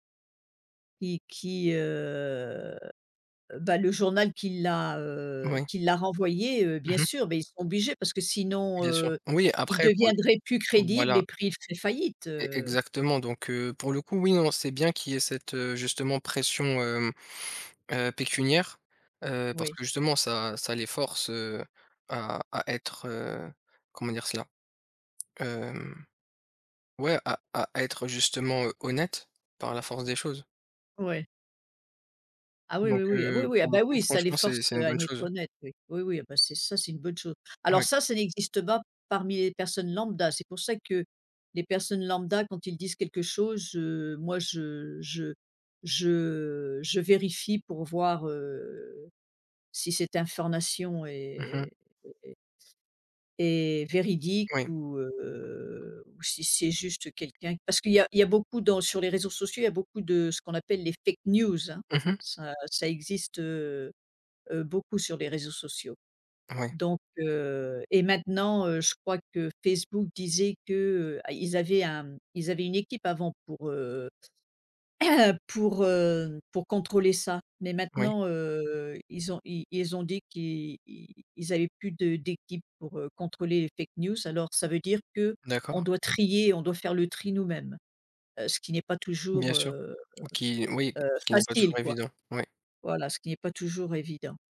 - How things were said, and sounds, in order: drawn out: "heu"; tapping; other background noise; drawn out: "heu"; in English: "fake news"; cough; in English: "fake news"
- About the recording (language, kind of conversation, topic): French, unstructured, Quel rôle les médias jouent-ils, selon toi, dans notre société ?